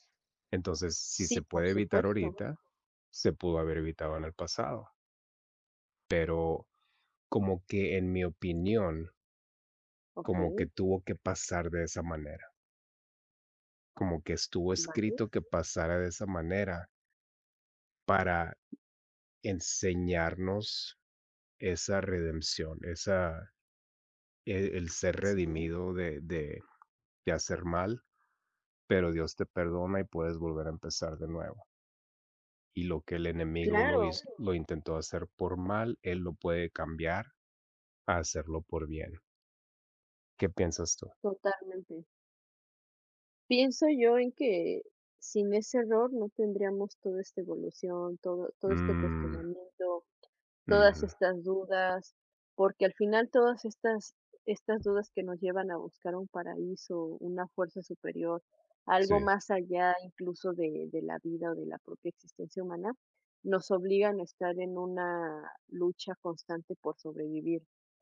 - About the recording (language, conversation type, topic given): Spanish, unstructured, ¿Cuál crees que ha sido el mayor error de la historia?
- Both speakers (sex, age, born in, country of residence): male, 40-44, United States, United States; other, 30-34, Mexico, Mexico
- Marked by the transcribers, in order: other background noise; tapping